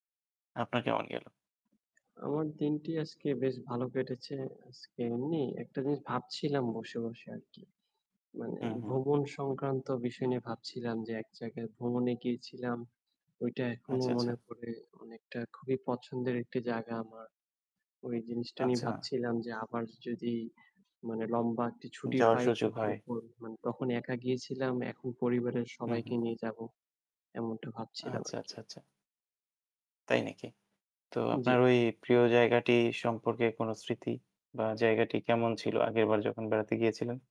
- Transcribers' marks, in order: static; distorted speech
- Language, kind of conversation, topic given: Bengali, unstructured, আপনি ভ্রমণে যেতে সবচেয়ে বেশি কোন জায়গাটি পছন্দ করেন?